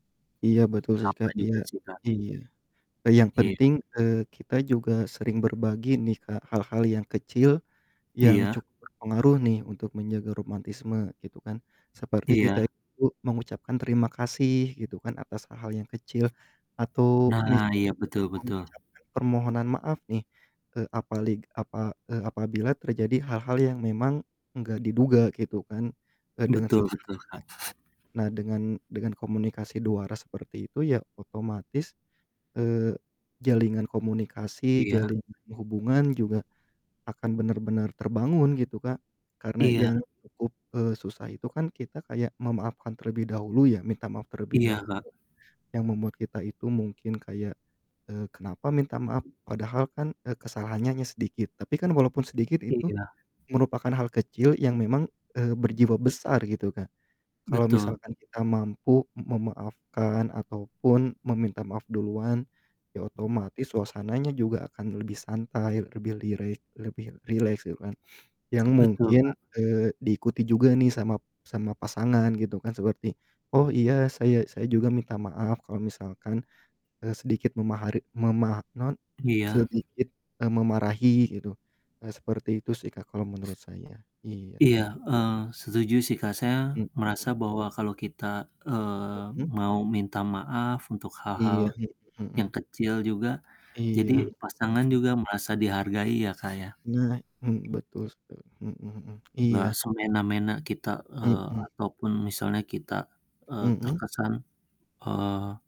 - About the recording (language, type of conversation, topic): Indonesian, unstructured, Bagaimana kamu menjaga romantisme dalam hubungan jangka panjang?
- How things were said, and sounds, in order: distorted speech; other background noise; "jalinan" said as "jalingan"; "jalinan" said as "jalingan"; tapping; in Sundanese: "naon"; static